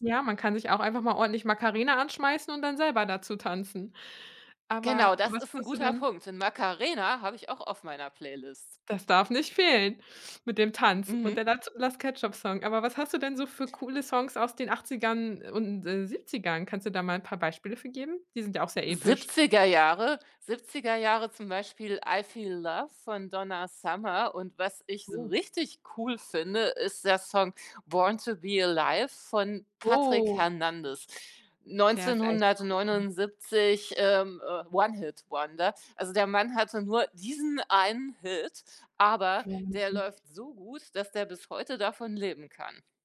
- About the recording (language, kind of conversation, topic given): German, podcast, Wie stellst du eine Party-Playlist zusammen, die allen gefällt?
- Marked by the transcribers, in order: other background noise; tapping; drawn out: "Oh"; unintelligible speech